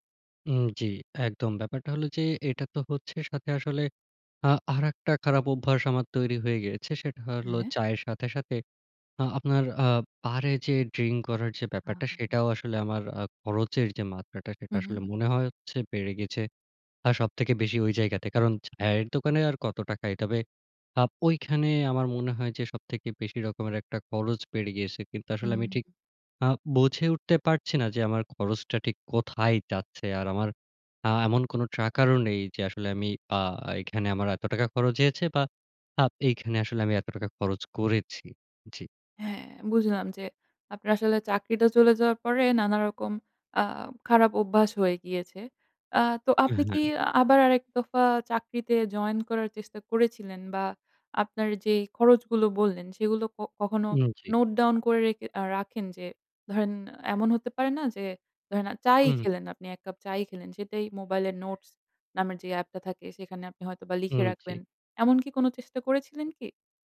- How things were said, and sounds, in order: in English: "ট্র্যাকার"; tapping
- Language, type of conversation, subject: Bengali, advice, আপনার আর্থিক অনিশ্চয়তা নিয়ে ক্রমাগত উদ্বেগের অভিজ্ঞতা কেমন?